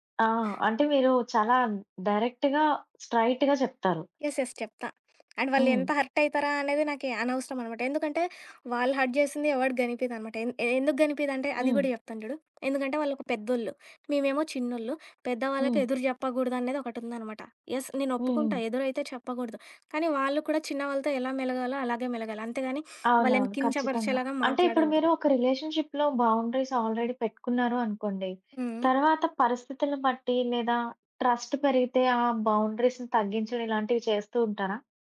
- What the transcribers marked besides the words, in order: in English: "డైరెక్ట్‌గా, స్ట్రెయిట్‌గా"; in English: "యెస్. యెస్"; in English: "అండ్"; in English: "హర్ట్"; in English: "హర్ట్"; in English: "యెస్"; in English: "రిలేషన్‌షిప్‌లో బౌండరీస్ ఆల్రెడీ"; other background noise; in English: "ట్రస్ట్"; in English: "బౌండరీస్‌ని"
- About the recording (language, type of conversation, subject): Telugu, podcast, ఎవరితోనైనా సంబంధంలో ఆరోగ్యకరమైన పరిమితులు ఎలా నిర్ణయించి పాటిస్తారు?